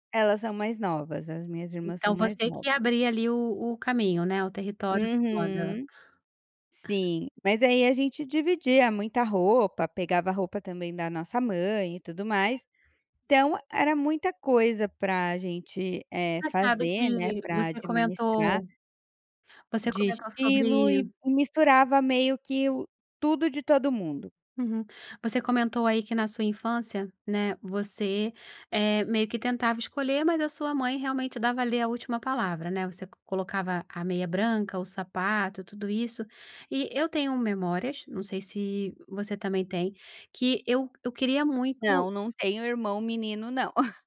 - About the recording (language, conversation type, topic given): Portuguese, podcast, Me conta como seu estilo mudou ao longo dos anos?
- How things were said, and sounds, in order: other background noise; laugh